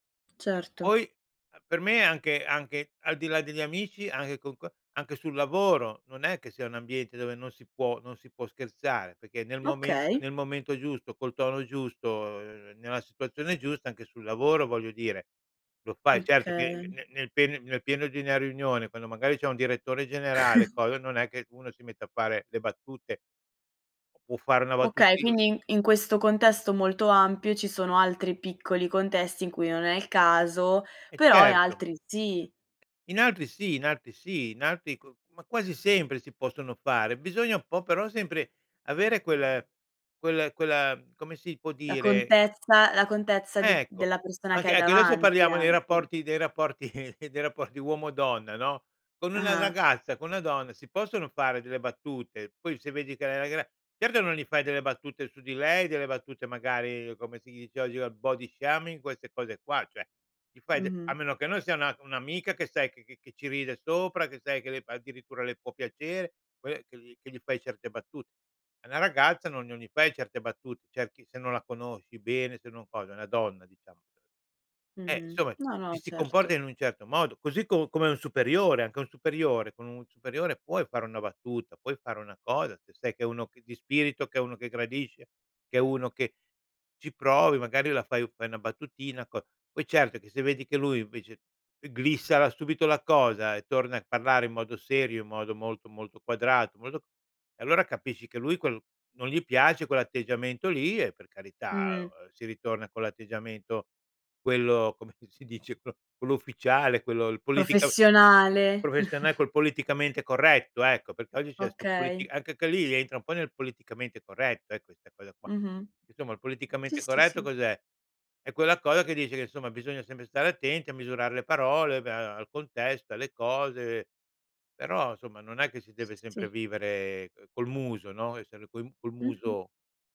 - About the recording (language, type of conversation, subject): Italian, podcast, Che ruolo ha l’umorismo quando vuoi creare un legame con qualcuno?
- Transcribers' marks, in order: tapping; chuckle; "L'accortezza" said as "acontezza"; "l'accortezza" said as "acontezza"; chuckle; in English: "body shaming"; "insomma" said as "insoma"; "eclissa" said as "glissa"; laughing while speaking: "pro"; chuckle; "insomma" said as "nsoma"